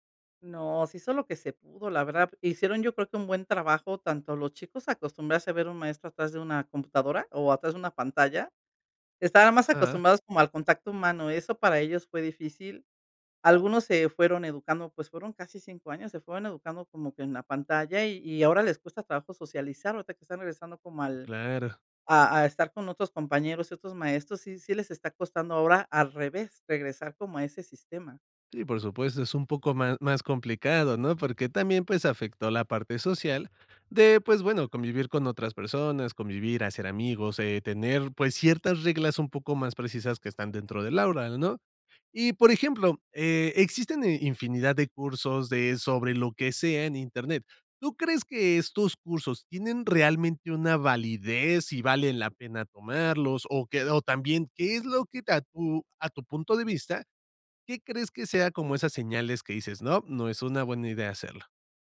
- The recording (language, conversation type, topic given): Spanish, podcast, ¿Qué opinas de aprender por internet hoy en día?
- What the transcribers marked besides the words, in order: none